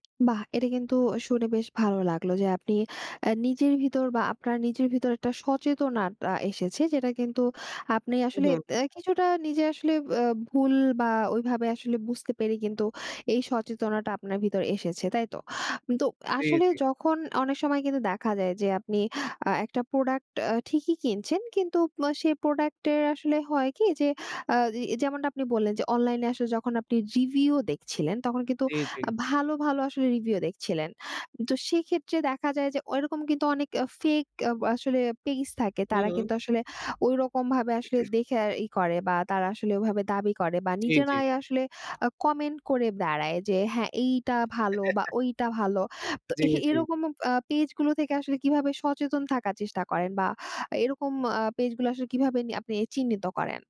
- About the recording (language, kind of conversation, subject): Bengali, podcast, অনলাইনে কেনাকাটা আপনার জীবনে কী পরিবর্তন এনেছে?
- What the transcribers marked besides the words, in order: other background noise; throat clearing; chuckle